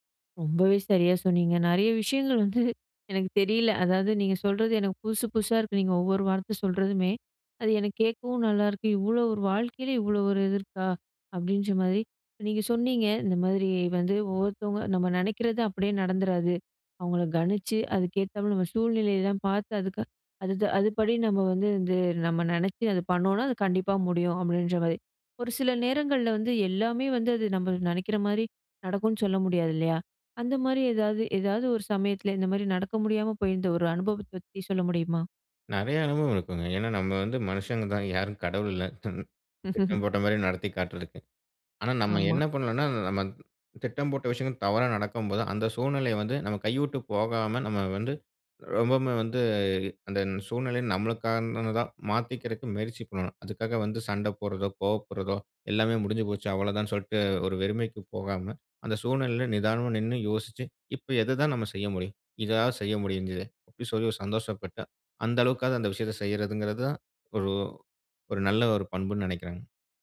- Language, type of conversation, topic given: Tamil, podcast, புதுமையான கதைகளை உருவாக்கத் தொடங்குவது எப்படி?
- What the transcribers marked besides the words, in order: chuckle; laugh; chuckle